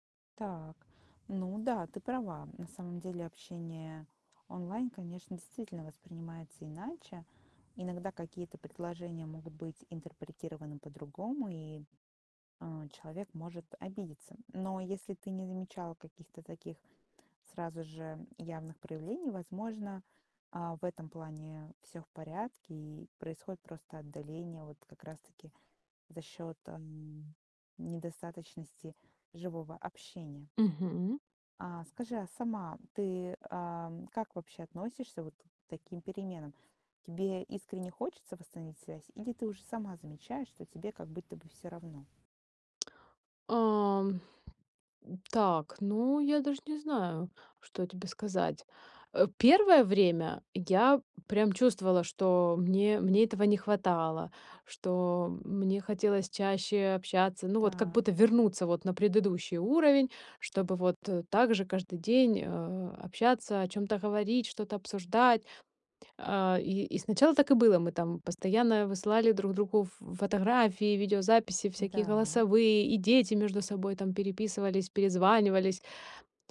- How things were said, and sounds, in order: other background noise; tapping
- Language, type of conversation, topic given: Russian, advice, Почему мой друг отдалился от меня и как нам в этом разобраться?